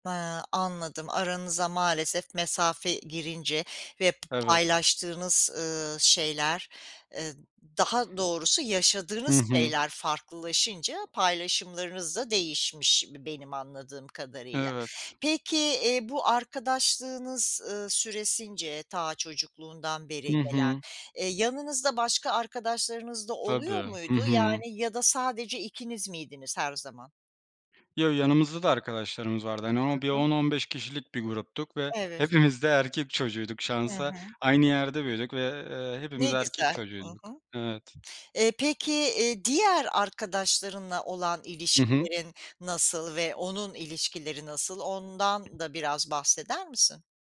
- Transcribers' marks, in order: tapping; other background noise
- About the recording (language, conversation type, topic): Turkish, advice, Sürekli tartışma yaşıyor ve iletişim kopukluğu hissediyorsanız, durumu anlatabilir misiniz?